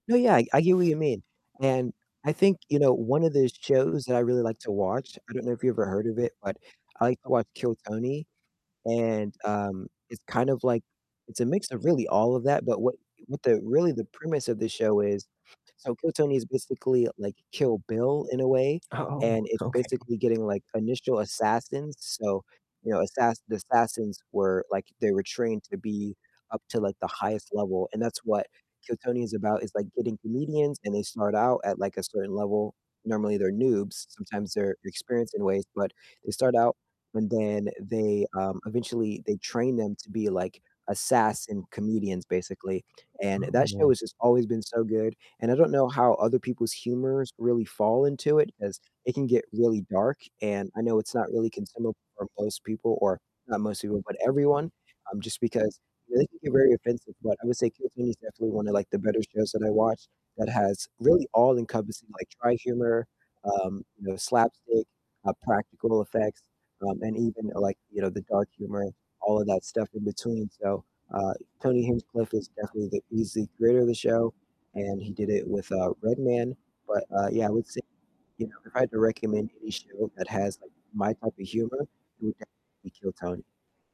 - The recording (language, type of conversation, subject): English, unstructured, Which comedy styles do you both enjoy most—dry humor, slapstick, satire, or improv—and why?
- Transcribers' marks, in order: static; other background noise; distorted speech; laughing while speaking: "Oh"; tapping